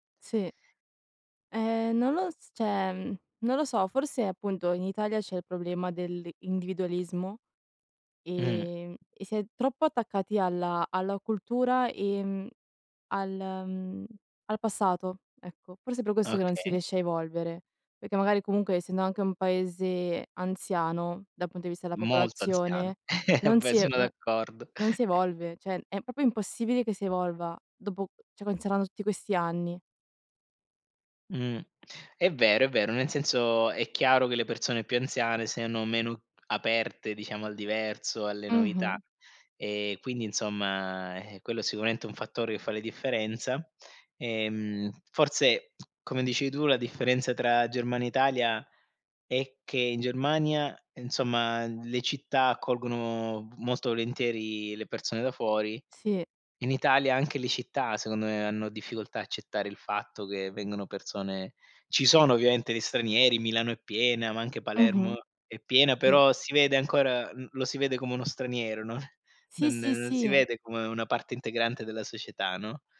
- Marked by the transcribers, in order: "cioè" said as "ceh"; tapping; "perché" said as "pechè"; chuckle; "cioè" said as "ceh"; "proprio" said as "propio"; "cioè" said as "ceh"; "considerando" said as "conserano"; "sicuramente" said as "sicuamente"; other background noise; laughing while speaking: "no"
- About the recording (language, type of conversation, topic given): Italian, unstructured, Quali problemi sociali ti sembrano più urgenti nella tua città?
- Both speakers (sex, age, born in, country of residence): female, 20-24, Italy, Italy; male, 40-44, Italy, Germany